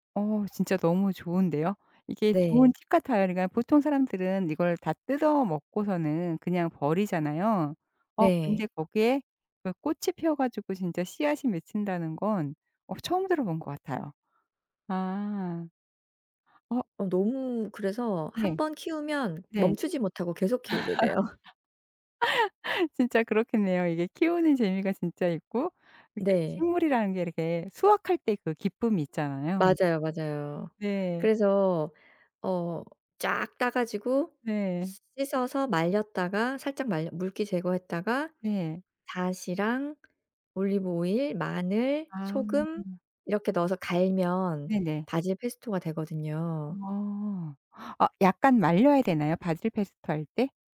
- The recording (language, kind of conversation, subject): Korean, podcast, 식물을 키우면서 느끼는 작은 확실한 행복은 어떤가요?
- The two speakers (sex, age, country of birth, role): female, 45-49, South Korea, guest; female, 55-59, South Korea, host
- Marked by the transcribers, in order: laugh; laughing while speaking: "돼요"; other background noise; tapping